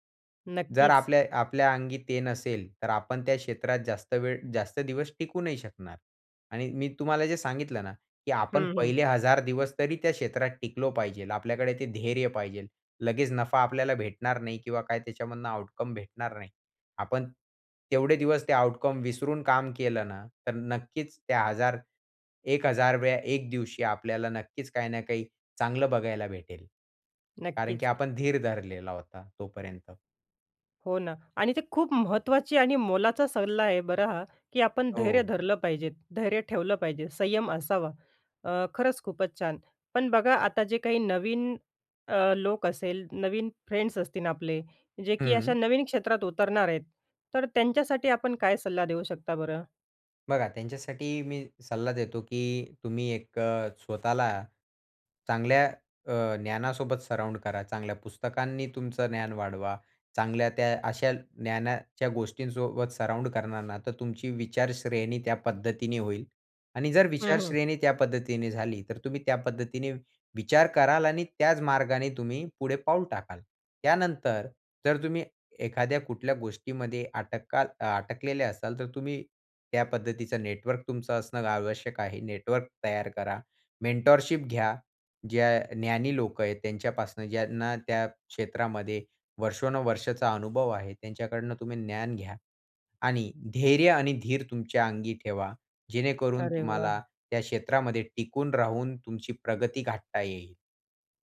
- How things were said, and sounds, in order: "पाहिजे" said as "पाहिजेल"; "पाहिजे" said as "पाहिजेल"; in English: "आउटकम"; in English: "आउटकम"; tapping; in English: "फ्रेंड्स"; "असतील" said as "असतीन"; other background noise; in English: "सराउंड"; in English: "सराउंड"; in English: "मेंटरशिप"
- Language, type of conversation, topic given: Marathi, podcast, नवीन क्षेत्रात उतरताना ज्ञान कसं मिळवलंत?